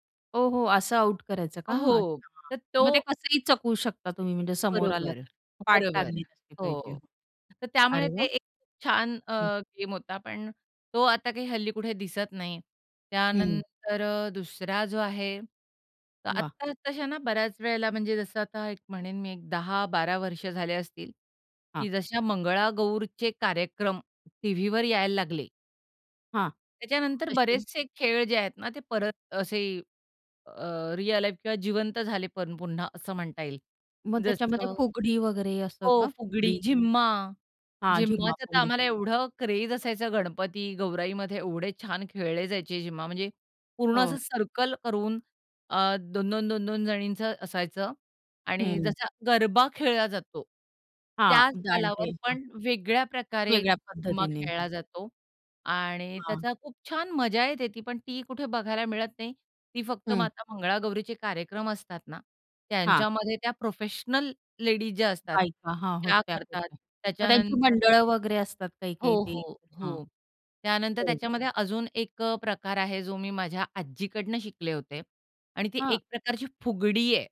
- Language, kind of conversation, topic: Marathi, podcast, तुम्हाला सर्वात आवडणारा सांस्कृतिक खेळ कोणता आहे आणि तो आवडण्यामागे कारण काय आहे?
- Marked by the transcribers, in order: other noise; in English: "रिअल लाईफ"; other background noise; tapping